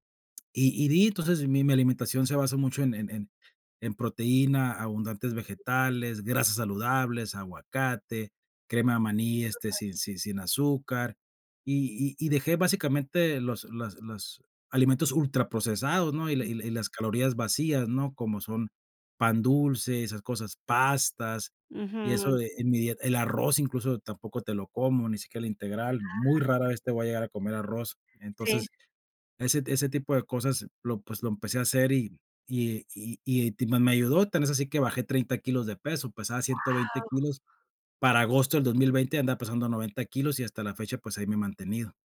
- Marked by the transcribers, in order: other background noise; tapping
- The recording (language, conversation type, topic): Spanish, podcast, ¿Qué hábito diario tiene más impacto en tu bienestar?